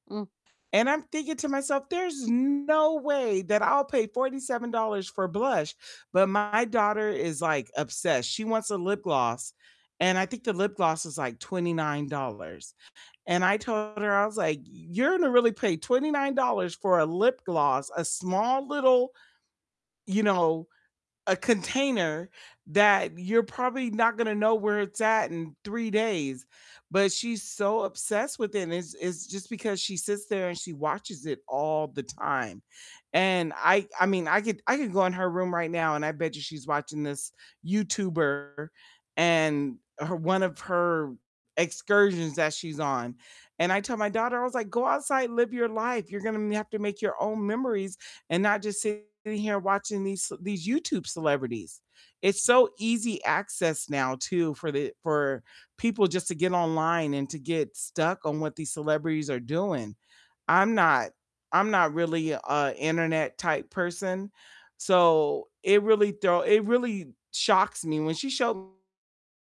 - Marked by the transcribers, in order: static; stressed: "no"; distorted speech; other background noise
- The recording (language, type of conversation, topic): English, unstructured, What makes celebrity culture so frustrating for many?
- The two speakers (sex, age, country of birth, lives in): female, 50-54, United States, United States; female, 50-54, United States, United States